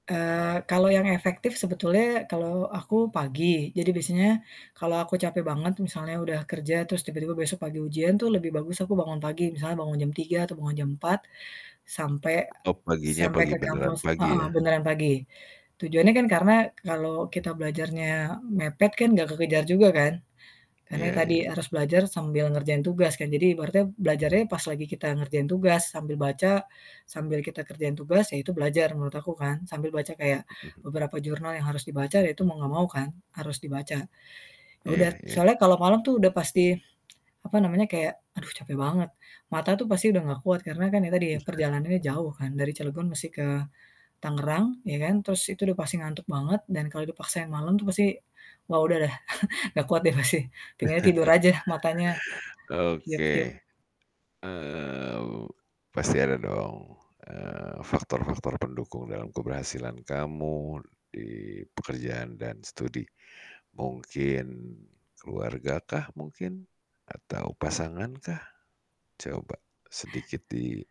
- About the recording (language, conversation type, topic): Indonesian, podcast, Bagaimana kamu membagi waktu antara kerja dan belajar?
- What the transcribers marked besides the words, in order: chuckle; drawn out: "Eee"